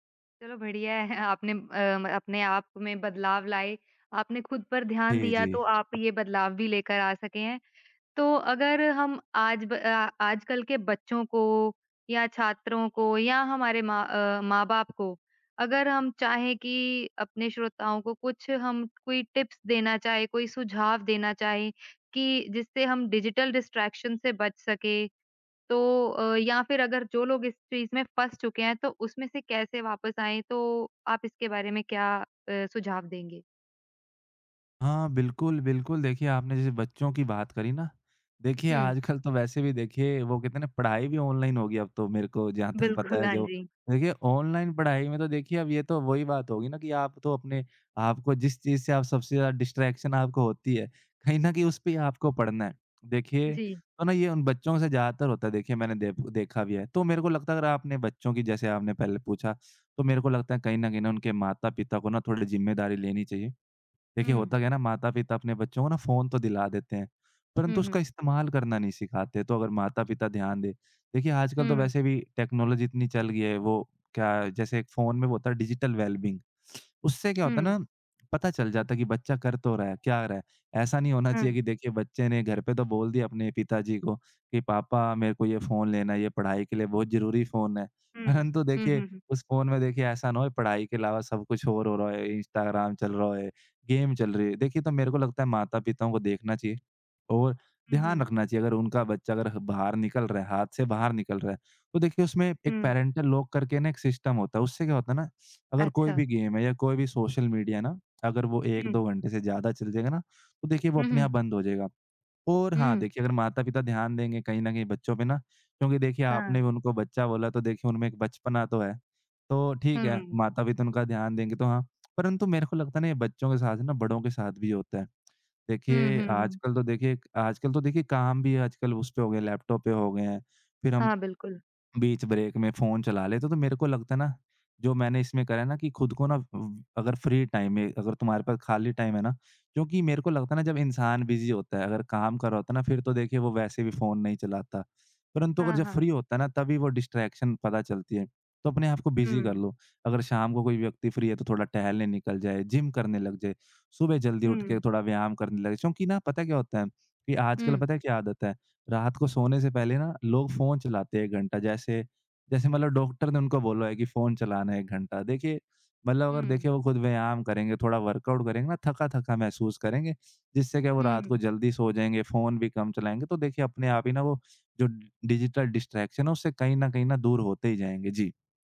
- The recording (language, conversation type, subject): Hindi, podcast, आप डिजिटल ध्यान-भंग से कैसे निपटते हैं?
- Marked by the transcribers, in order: laughing while speaking: "है"; tapping; in English: "टिप्स"; in English: "डिजिटल डिस्ट्रैक्शन"; laughing while speaking: "तक"; laughing while speaking: "बिल्कुल"; in English: "डिस्ट्रैक्शन"; in English: "टेक्नोलॉज़ी"; in English: "डिजिटल वेलबिंग"; in English: "गेम"; in English: "पैरेंटल लॉक"; in English: "सिस्टम"; in English: "गेम"; other background noise; in English: "ब्रेक"; in English: "फ्री टाइम"; in English: "टाइम"; in English: "बिज़ी"; in English: "फ्री"; in English: "डिस्ट्रैक्शन"; in English: "बिज़ी"; in English: "फ्री"; in English: "वर्कआउट"; in English: "डिजिटल डिस्ट्रैक्शन"